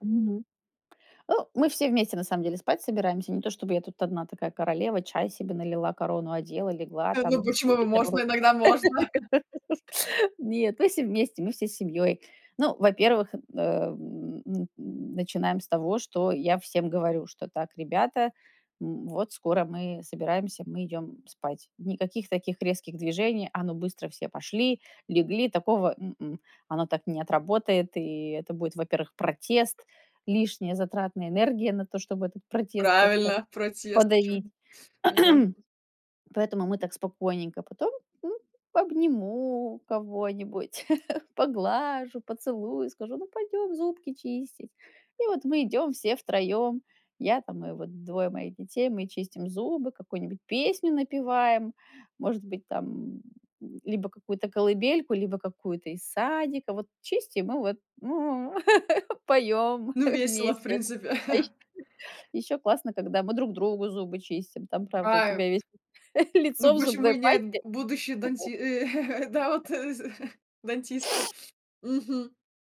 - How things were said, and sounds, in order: tapping; chuckle; other background noise; laugh; sniff; throat clearing; drawn out: "обниму"; chuckle; put-on voice: "Ну пойдем зубки чистить"; other noise; chuckle; chuckle; laughing while speaking: "да вот, э, з"; chuckle; sniff
- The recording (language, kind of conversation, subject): Russian, podcast, Какой у тебя подход к хорошему ночному сну?